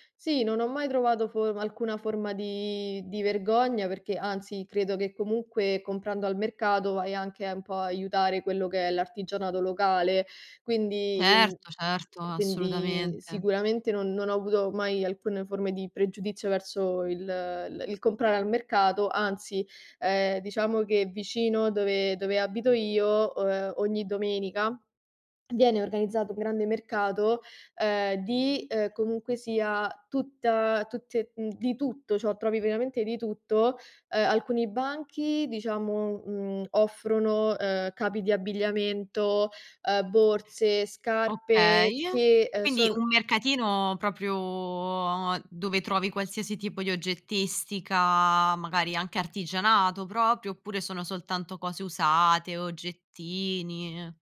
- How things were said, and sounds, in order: other background noise; "proprio" said as "propio"; "proprio" said as "propio"
- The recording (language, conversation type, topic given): Italian, podcast, Come vivi la spesa al mercato e quali dettagli rendono questo momento un rito per te?